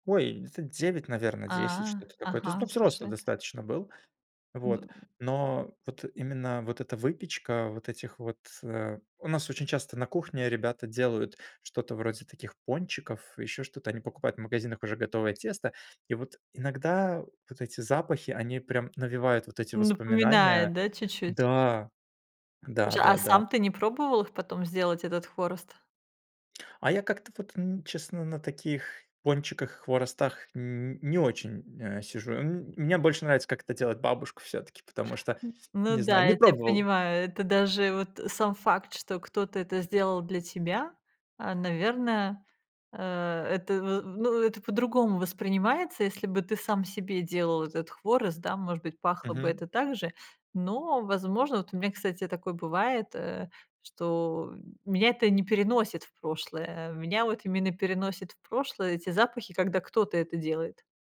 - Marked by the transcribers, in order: none
- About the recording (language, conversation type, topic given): Russian, podcast, Какие запахи на кухне вызывают у тебя самые сильные воспоминания?